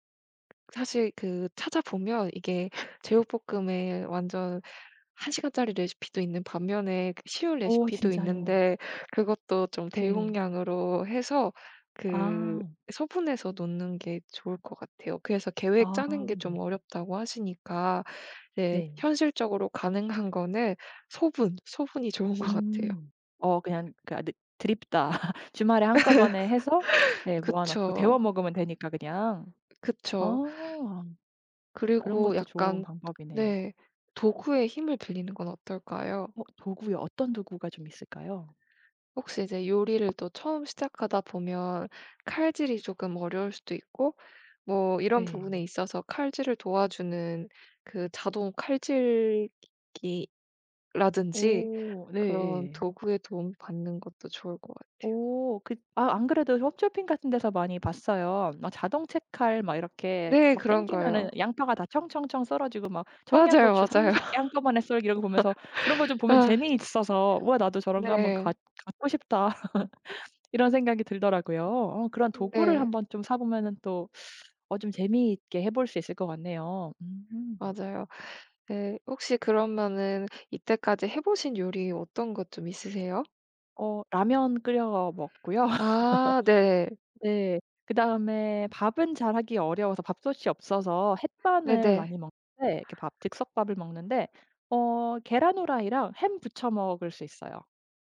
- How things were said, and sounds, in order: tapping; laughing while speaking: "좋은 것"; other background noise; laugh; laugh; laugh; teeth sucking; laugh
- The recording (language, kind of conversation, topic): Korean, advice, 새로운 식단(채식·저탄수 등)을 꾸준히 유지하기가 왜 이렇게 힘들까요?